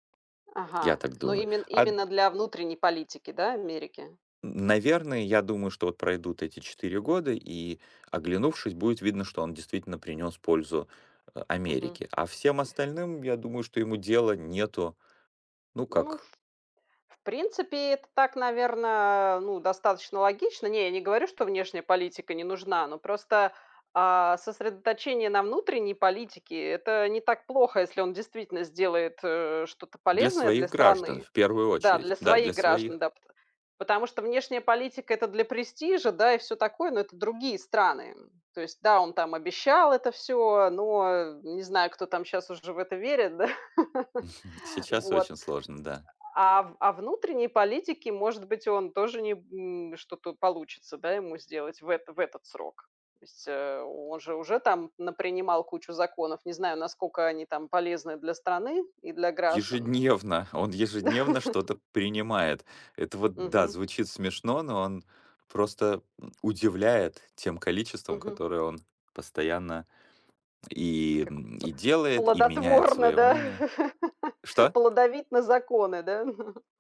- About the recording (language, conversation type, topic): Russian, unstructured, Как вы думаете, почему люди не доверяют политикам?
- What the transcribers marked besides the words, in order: tapping; other background noise; chuckle; "насколько" said as "наскока"; laughing while speaking: "Да"; laughing while speaking: "плодотворно, да?"; chuckle; chuckle